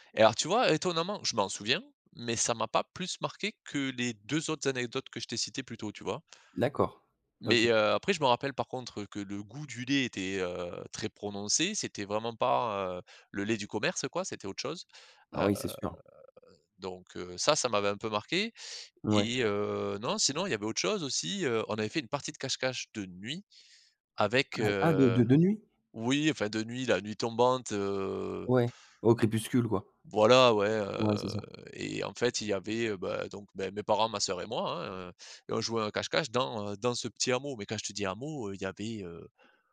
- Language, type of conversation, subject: French, podcast, Quel est ton plus beau souvenir en famille ?
- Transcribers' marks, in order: other background noise; drawn out: "heu"